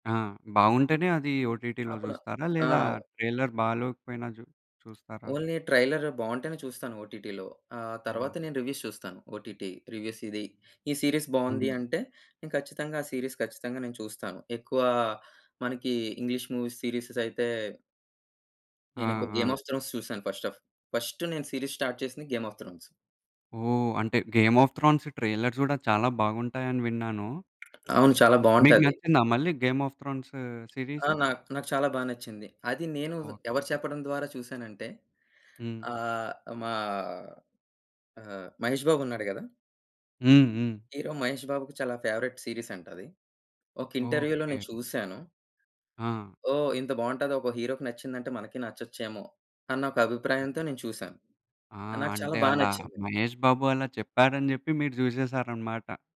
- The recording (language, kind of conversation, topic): Telugu, podcast, కొత్త సినిమా ట్రైలర్ చూసినప్పుడు మీ మొదటి స్పందన ఏమిటి?
- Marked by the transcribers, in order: other background noise; in English: "ఓటీటీలో"; in English: "ట్రైలర్"; tapping; in English: "ఓన్లీ ట్రైలర్"; in English: "ఓటీటీలో"; in English: "రివ్యూస్"; in English: "ఓటీటీ రివ్యూస్"; in English: "సీరీస్"; in English: "సీరీస్"; in English: "ఇంగ్లీష్ మూవీస్, సీరీస్"; in English: "ఫస్ట్ ఆఫ్ ఫస్ట్"; in English: "సీరీస్ స్టార్ట్"; in English: "సీరీస్?"; in English: "హీరో"; in English: "ఫేవరైట్ సీరీస్"; in English: "ఇంటర్వ్యూలో"; in English: "హీరోకి"